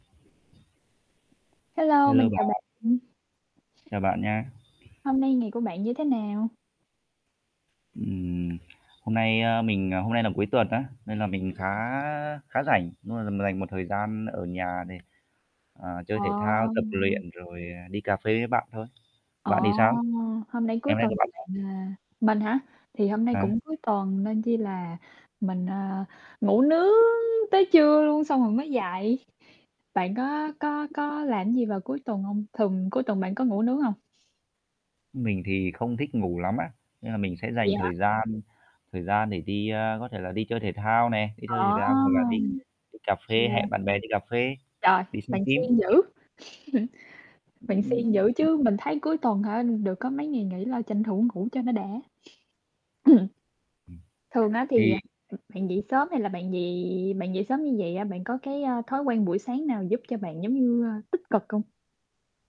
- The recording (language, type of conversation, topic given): Vietnamese, unstructured, Bạn thường làm gì để tạo động lực cho mình vào mỗi buổi sáng?
- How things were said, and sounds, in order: tapping; static; distorted speech; other background noise; alarm; chuckle; throat clearing